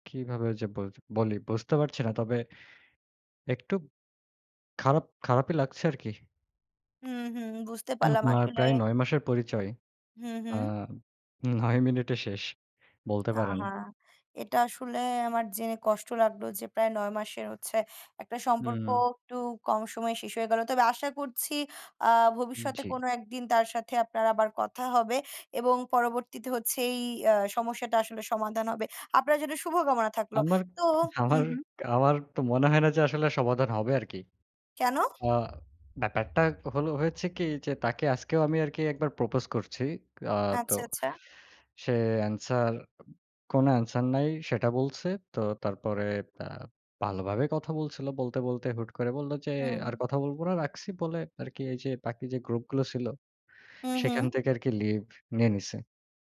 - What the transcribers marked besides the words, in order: tapping; other background noise
- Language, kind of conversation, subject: Bengali, unstructured, কোনো পুরোনো স্মৃতি কি আপনাকে আজও প্রেরণা দেয়, আর কীভাবে?